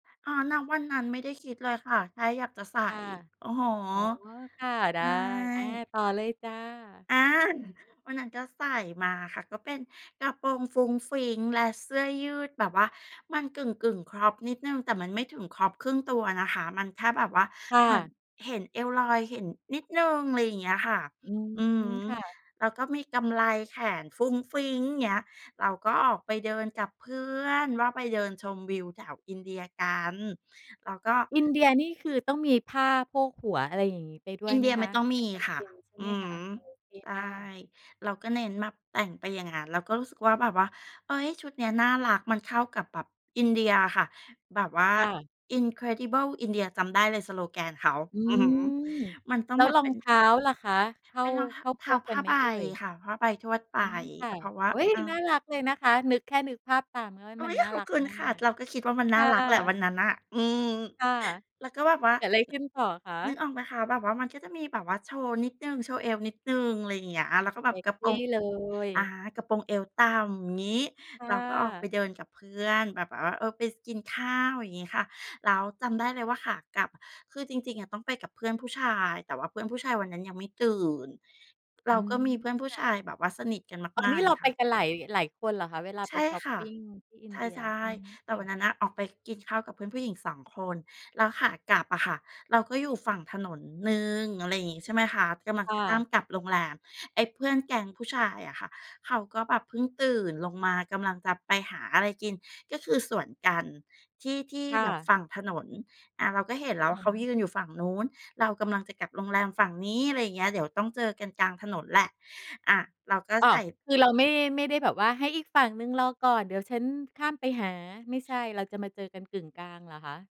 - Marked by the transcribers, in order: other background noise; in English: "Crop"; in English: "Crop"; joyful: "อุ๊ย ! ขอบคุณค่ะ"
- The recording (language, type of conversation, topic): Thai, podcast, อะไรเป็นแรงบันดาลใจให้สไตล์การแต่งตัวของคุณ?